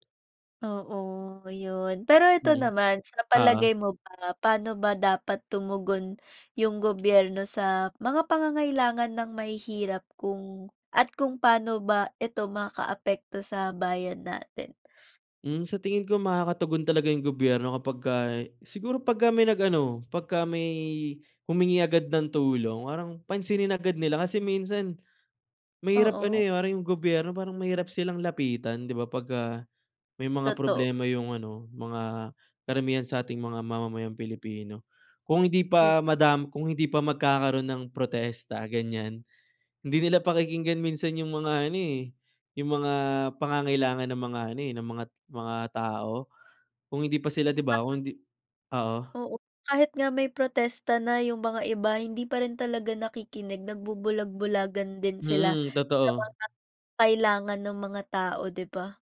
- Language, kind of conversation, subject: Filipino, unstructured, Paano mo ilalarawan ang magandang pamahalaan para sa bayan?
- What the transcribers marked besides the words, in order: other background noise